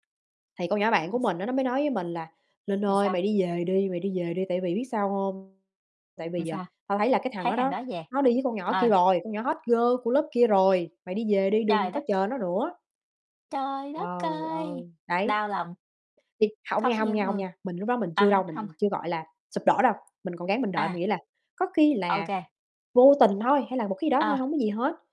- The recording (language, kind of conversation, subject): Vietnamese, unstructured, Bạn nghĩ gì khi tình yêu không được đáp lại?
- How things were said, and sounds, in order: other background noise; distorted speech; tapping; in English: "hot girl"